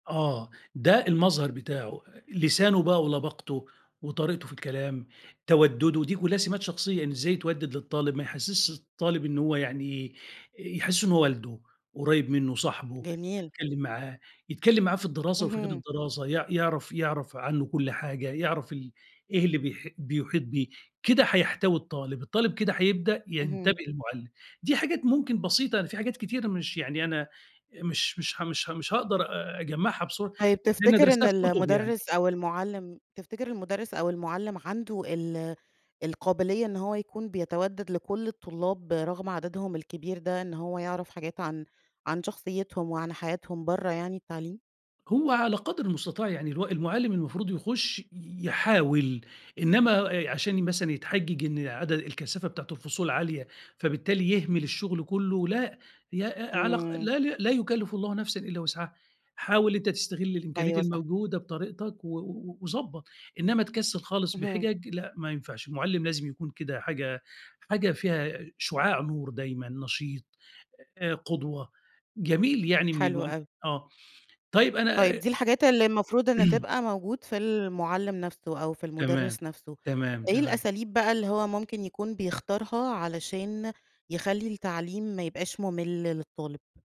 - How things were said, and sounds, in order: throat clearing
- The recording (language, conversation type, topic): Arabic, podcast, ازاي نخلّي التعليم أقل ملل للطلبة؟